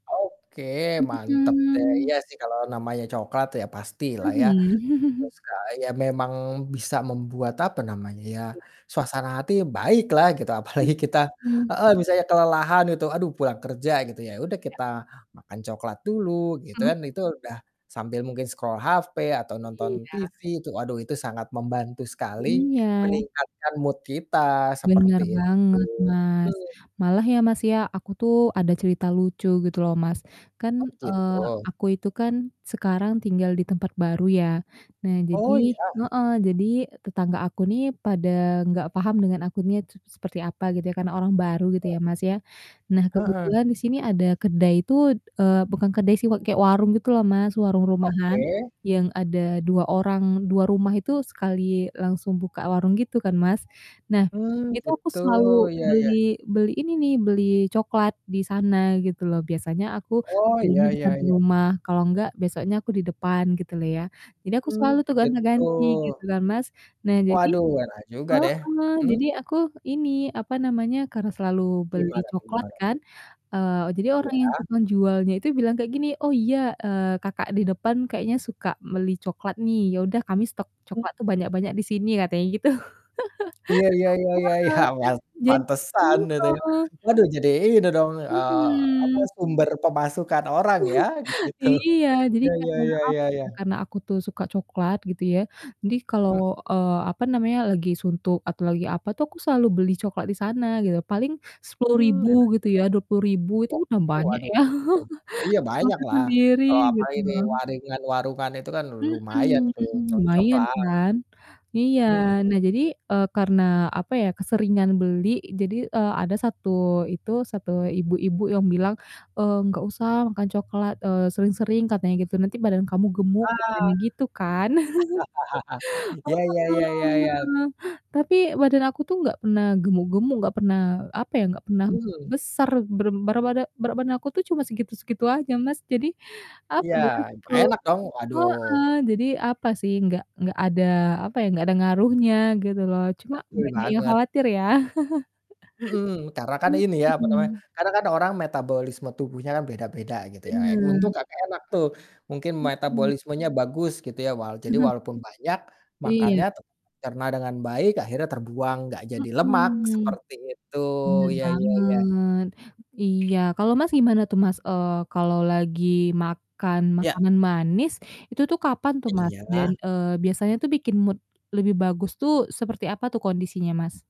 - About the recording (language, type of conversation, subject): Indonesian, unstructured, Apa makanan manis favorit yang selalu membuat suasana hati ceria?
- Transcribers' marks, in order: distorted speech; chuckle; laughing while speaking: "apalagi"; other background noise; in English: "scroll"; in English: "mood"; laughing while speaking: "iya"; laughing while speaking: "gitu"; laugh; chuckle; laughing while speaking: "gitu"; laugh; laugh; laugh; chuckle; unintelligible speech; in English: "mood"